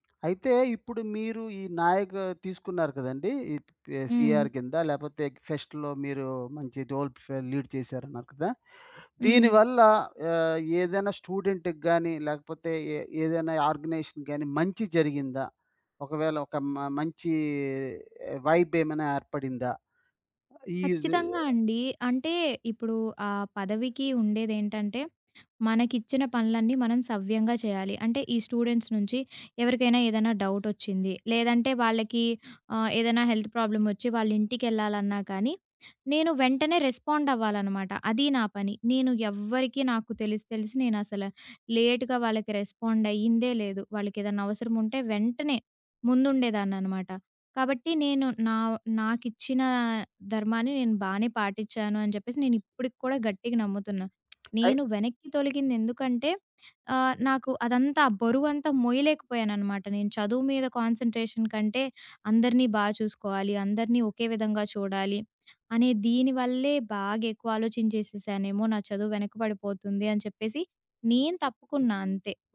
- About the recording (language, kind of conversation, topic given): Telugu, podcast, మీరు ఒక సందర్భంలో ఉదాహరణగా ముందుండి నాయకత్వం వహించిన అనుభవాన్ని వివరించగలరా?
- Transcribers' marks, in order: other background noise; in English: "సీఆర్"; in English: "ఫెస్ట్‌లో"; in English: "రోల్ లీడ్"; in English: "స్టూడెంట్‌కి"; in English: "ఆర్గనైజేషన్"; in English: "వైబ్"; in English: "స్టూడెంట్స్"; in English: "హెల్త్"; in English: "రెస్పాండ్"; in English: "లేట్‌గా"; in English: "రెస్పాండ్"; tapping; in English: "కాన్సంట్రేషన్"